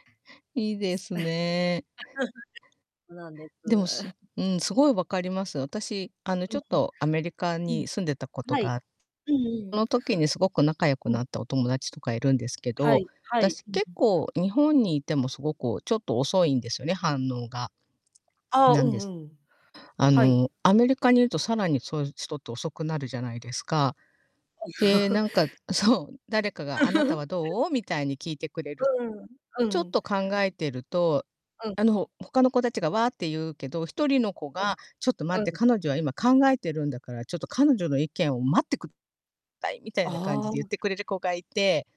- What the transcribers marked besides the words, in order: chuckle; unintelligible speech; distorted speech; other background noise; chuckle; laugh
- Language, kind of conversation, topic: Japanese, unstructured, 友達と初めて会ったときの思い出はありますか？